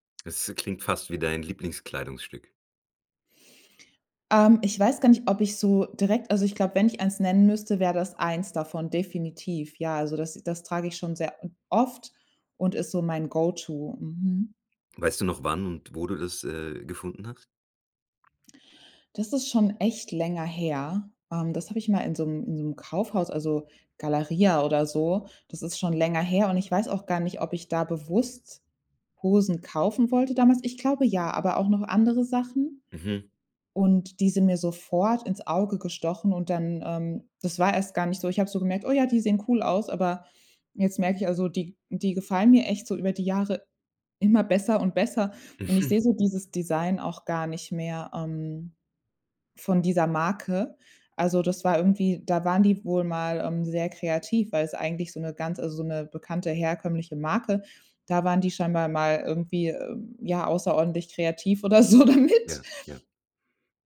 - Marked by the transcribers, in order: other background noise; laughing while speaking: "oder so damit"
- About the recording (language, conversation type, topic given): German, podcast, Gibt es ein Kleidungsstück, das dich sofort selbstsicher macht?